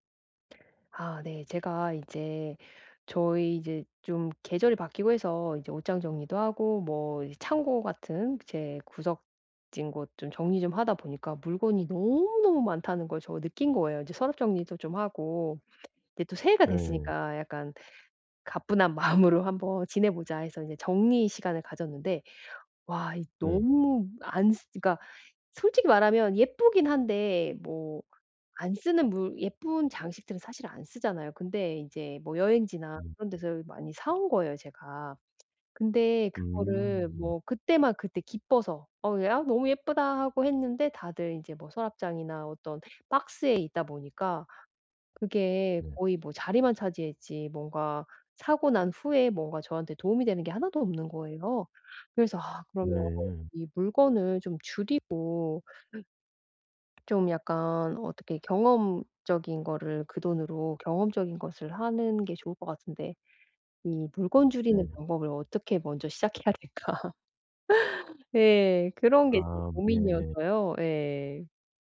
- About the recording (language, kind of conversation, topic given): Korean, advice, 물건을 줄이고 경험에 더 집중하려면 어떻게 하면 좋을까요?
- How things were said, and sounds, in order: other background noise; tapping; laughing while speaking: "시작해야 될까?"